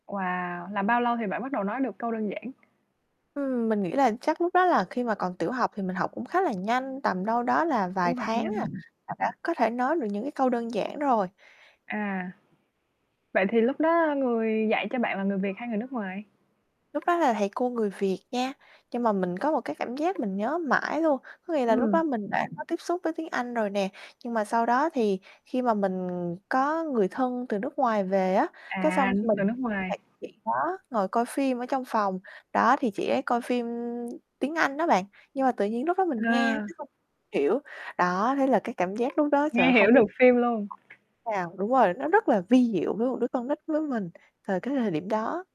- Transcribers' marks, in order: static; tapping; distorted speech; other background noise; background speech
- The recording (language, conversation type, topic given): Vietnamese, podcast, Sở thích nào đã thay đổi bạn nhiều nhất, và bạn có thể kể về nó không?